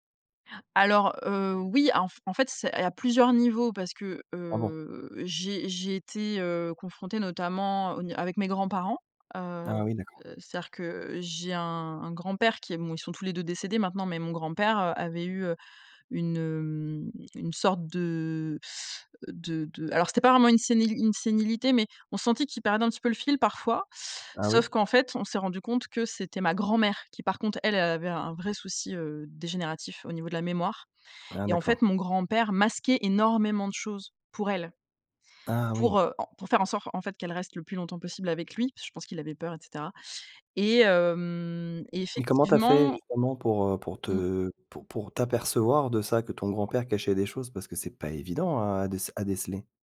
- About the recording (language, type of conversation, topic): French, podcast, Comment est-ce qu’on aide un parent qui vieillit, selon toi ?
- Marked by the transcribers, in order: stressed: "grand-mère"; stressed: "énormément"